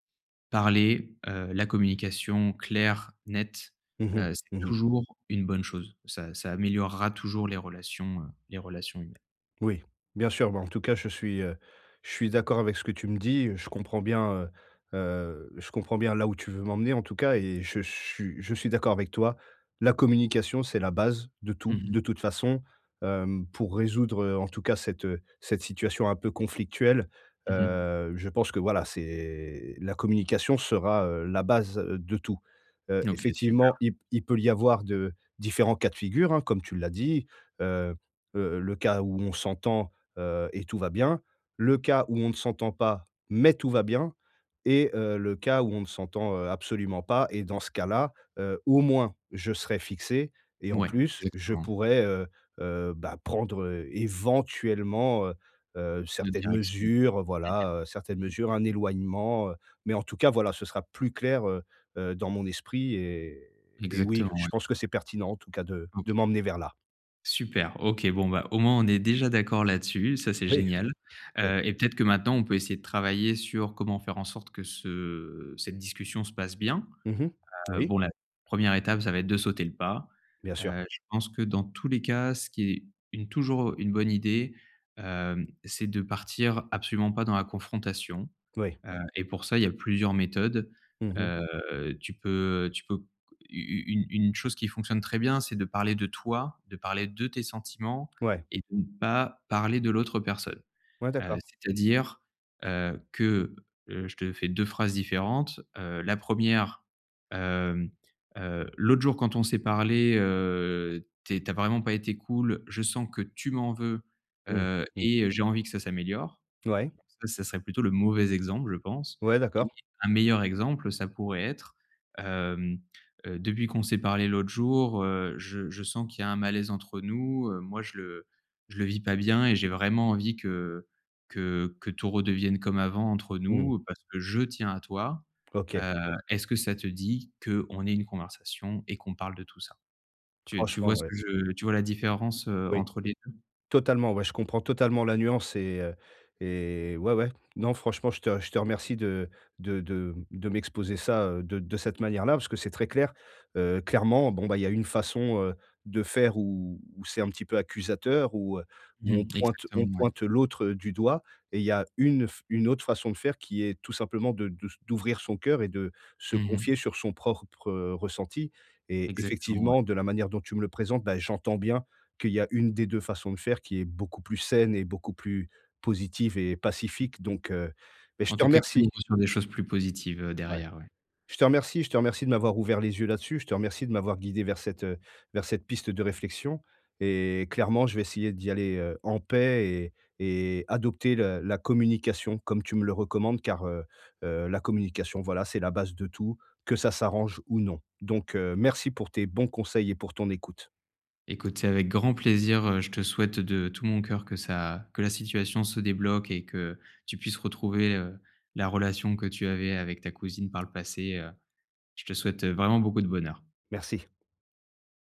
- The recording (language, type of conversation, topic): French, advice, Comment puis-je exprimer une critique sans blesser mon interlocuteur ?
- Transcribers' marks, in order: stressed: "mais"; stressed: "au"; stressed: "éventuellement"; tapping; stressed: "je"; "propre" said as "prorpre"; stressed: "communication"